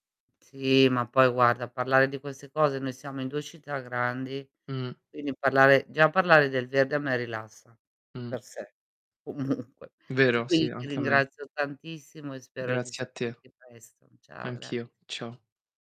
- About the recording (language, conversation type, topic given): Italian, unstructured, Come ti senti quando sei circondato dal verde?
- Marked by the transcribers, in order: tapping; distorted speech; laughing while speaking: "comunque"; "quindi" said as "quini"; other background noise